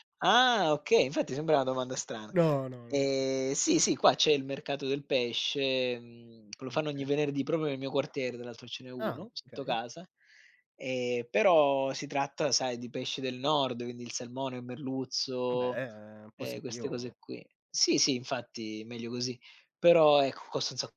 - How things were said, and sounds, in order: tongue click; "proprio" said as "propio"
- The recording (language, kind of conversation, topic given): Italian, unstructured, Come decidi se cucinare a casa oppure ordinare da asporto?